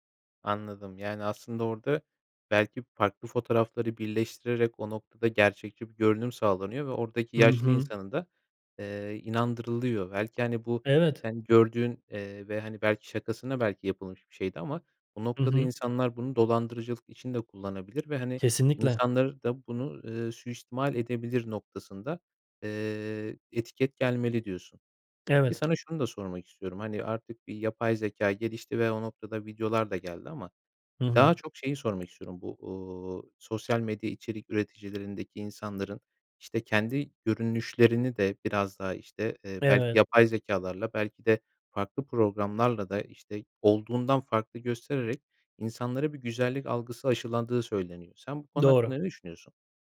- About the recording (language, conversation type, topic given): Turkish, podcast, Sosyal medyada gerçeklik ile kurgu arasındaki çizgi nasıl bulanıklaşıyor?
- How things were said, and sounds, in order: tapping